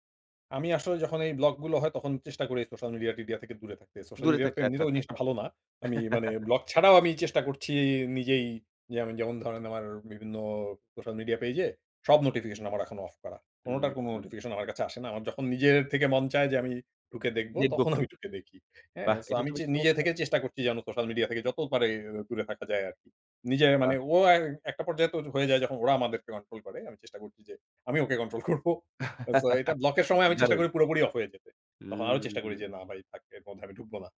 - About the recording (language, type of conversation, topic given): Bengali, podcast, আপনি কীভাবে সৃজনশীলতার বাধা ভেঙে ফেলেন?
- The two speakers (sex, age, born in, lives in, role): male, 25-29, Bangladesh, Bangladesh, host; male, 40-44, Bangladesh, Finland, guest
- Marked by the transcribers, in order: chuckle; laughing while speaking: "তখন আমি ঢুকে দেখি"; laughing while speaking: "কন্ট্রোল করব"; chuckle